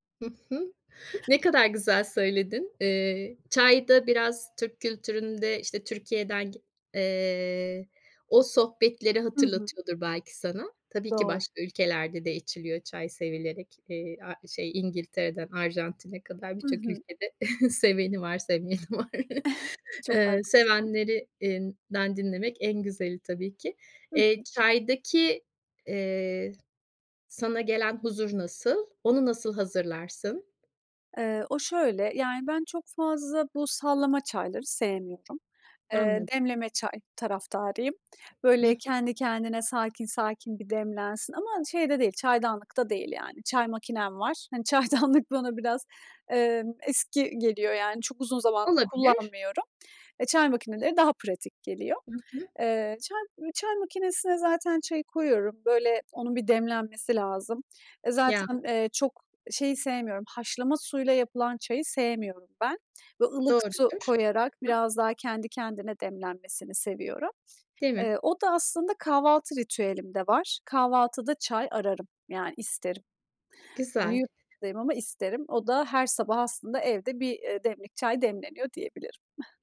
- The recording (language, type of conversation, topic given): Turkish, podcast, Sabah kahve ya da çay içme ritüelin nasıl olur ve senin için neden önemlidir?
- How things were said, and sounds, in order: other background noise; chuckle; laughing while speaking: "var"; "sevenlerinden" said as "sevenleriinden"; tapping; chuckle